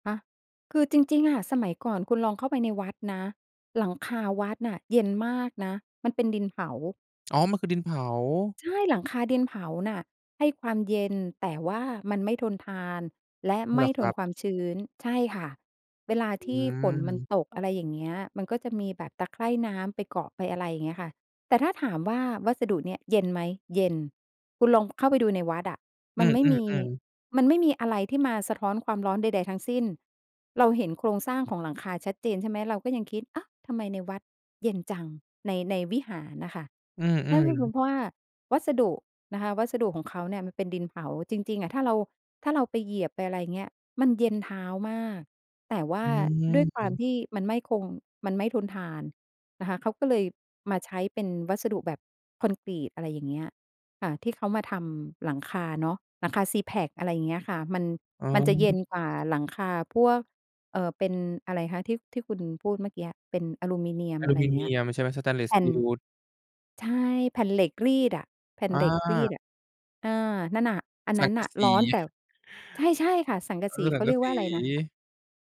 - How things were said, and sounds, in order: tapping
- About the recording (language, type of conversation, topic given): Thai, podcast, มีวิธีทำให้บ้านเย็นหรืออุ่นอย่างประหยัดไหม?